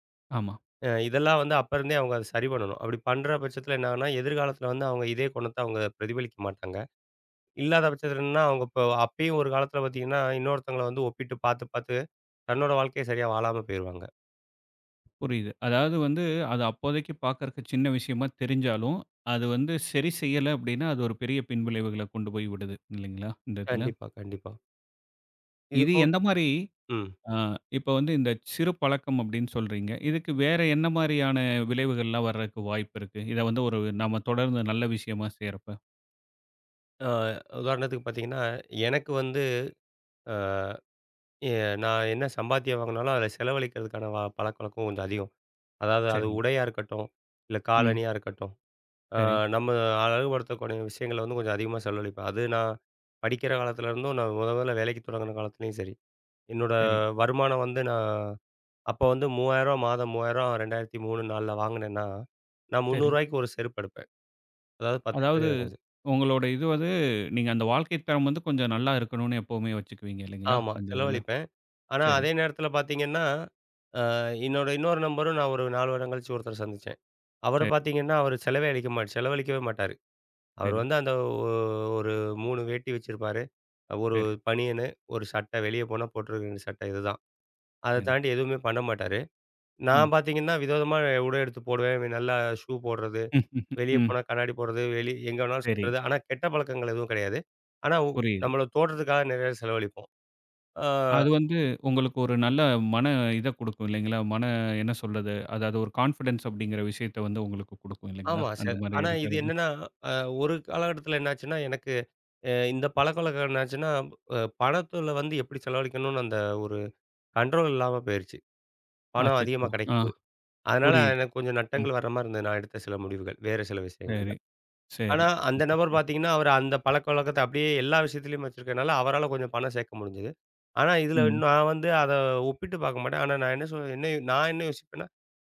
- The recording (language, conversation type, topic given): Tamil, podcast, சிறு பழக்கங்கள் எப்படி பெரிய முன்னேற்றத்தைத் தருகின்றன?
- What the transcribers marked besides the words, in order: other noise; unintelligible speech; "நண்பரும்" said as "நம்பரும்"; laugh; "நம்மளோட" said as "நம்மள"; in English: "கான்ஃபிடன்ஸ்"; in English: "கண்ட்ரோல்"; other background noise; chuckle